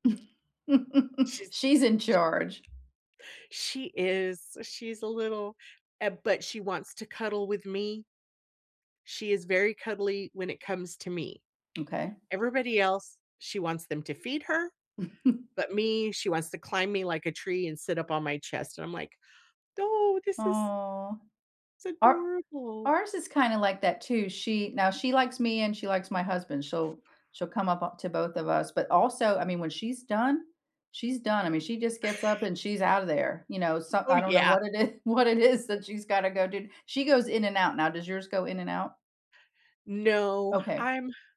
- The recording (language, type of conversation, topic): English, unstructured, What is a happy memory you have with a pet?
- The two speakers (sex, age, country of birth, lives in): female, 55-59, United States, United States; female, 60-64, United States, United States
- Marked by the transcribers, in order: laugh; other background noise; tapping; chuckle; drawn out: "Aw"; laugh; laughing while speaking: "i"